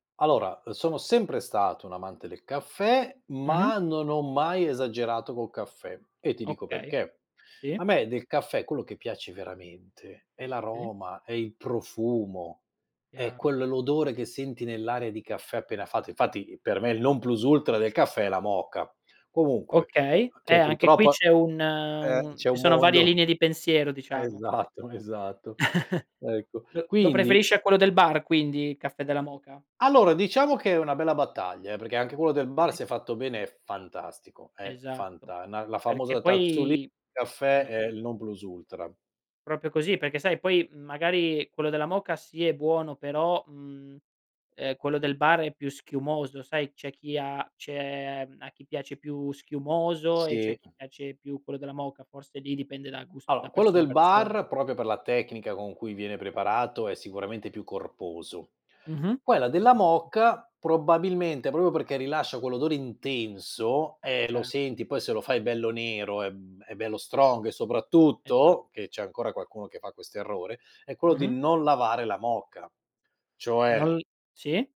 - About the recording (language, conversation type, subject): Italian, podcast, Come bilanci la caffeina e il riposo senza esagerare?
- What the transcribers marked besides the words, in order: other background noise; chuckle; "Proprio" said as "propio"; "Allora" said as "alloa"; tapping; in English: "strong"